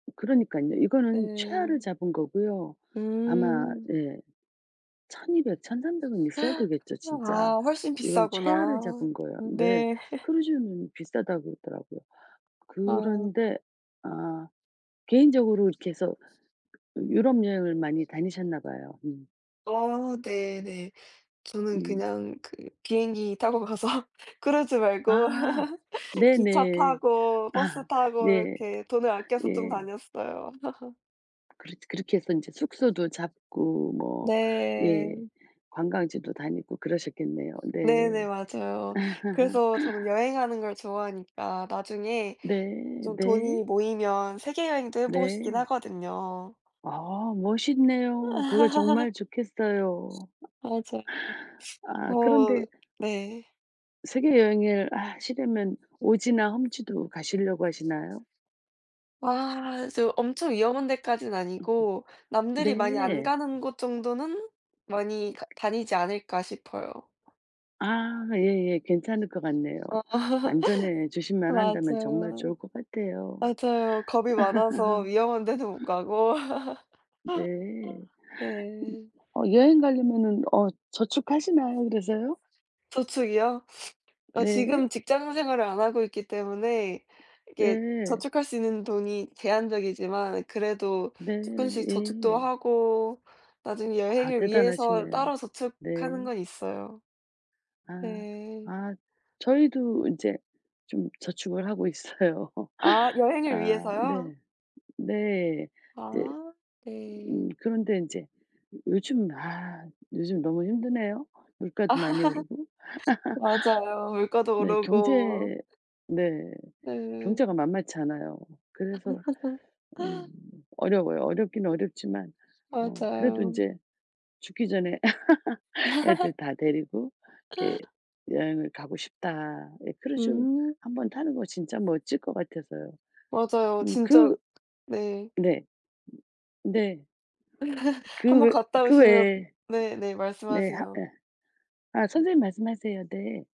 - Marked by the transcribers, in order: tapping; other background noise; gasp; laugh; laughing while speaking: "타고 가서"; laughing while speaking: "말고"; laugh; laugh; laugh; giggle; background speech; laughing while speaking: "어"; laugh; laugh; laughing while speaking: "데는 못 가고"; laugh; laughing while speaking: "있어요"; laugh; laugh; laugh; giggle; laugh
- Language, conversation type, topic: Korean, unstructured, 미래에 꼭 해보고 싶은 일은 무엇인가요?